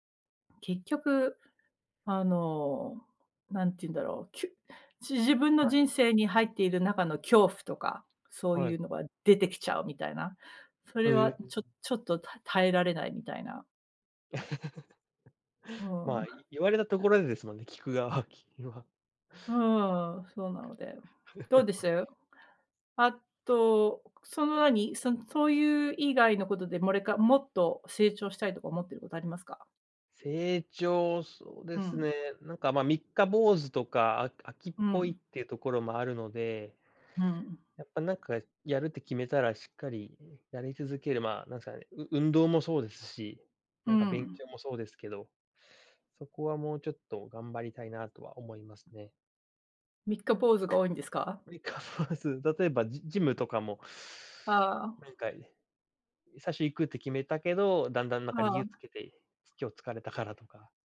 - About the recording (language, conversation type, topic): Japanese, unstructured, 最近、自分が成長したと感じたことは何ですか？
- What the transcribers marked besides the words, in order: laugh; chuckle; other background noise; laughing while speaking: "三日坊主"; teeth sucking